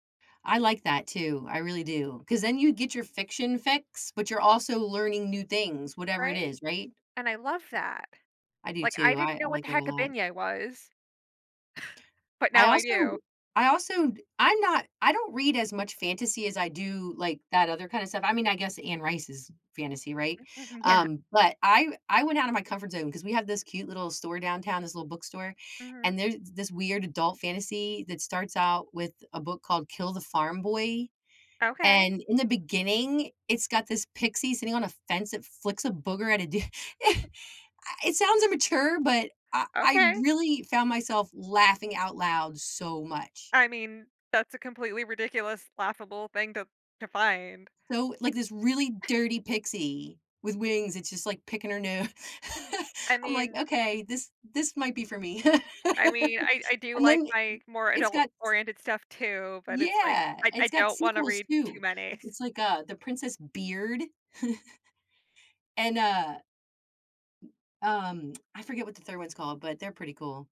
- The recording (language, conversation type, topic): English, unstructured, How do your experiences differ when reading fiction versus non-fiction?
- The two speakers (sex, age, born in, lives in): female, 35-39, United States, United States; female, 50-54, United States, United States
- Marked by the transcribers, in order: tapping; chuckle; laughing while speaking: "Mhm, yeah"; other background noise; laughing while speaking: "d"; chuckle; chuckle; laugh; laugh; chuckle; stressed: "Beard"; chuckle; tsk